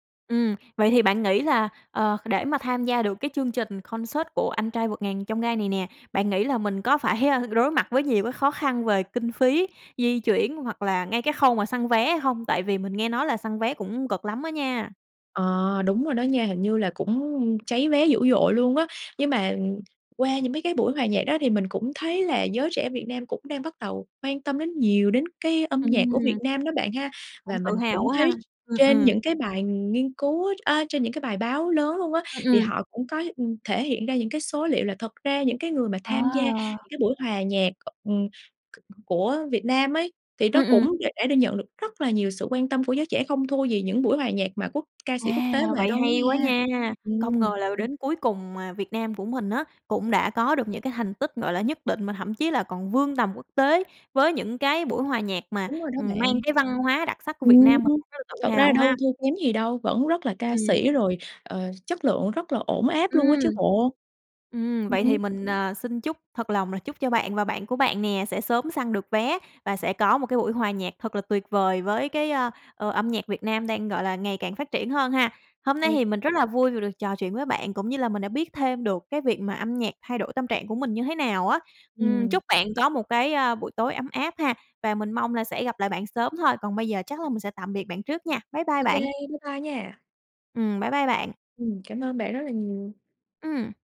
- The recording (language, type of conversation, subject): Vietnamese, podcast, Âm nhạc làm thay đổi tâm trạng bạn thế nào?
- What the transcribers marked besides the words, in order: in English: "concert"; laughing while speaking: "a"; tapping